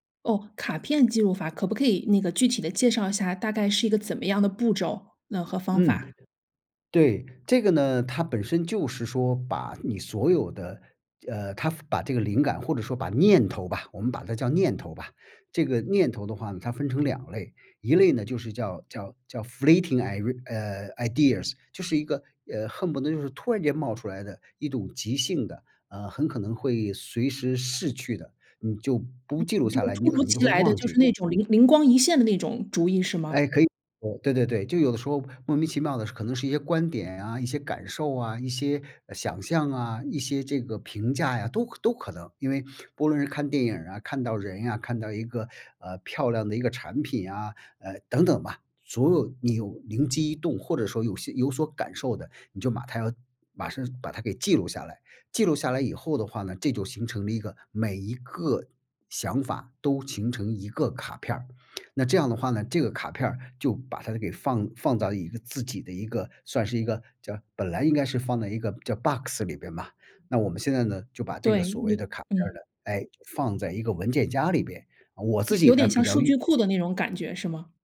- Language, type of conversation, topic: Chinese, podcast, 你平时如何收集素材和灵感？
- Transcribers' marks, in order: in English: "flating i"; in English: "ideas"; lip smack; in English: "box"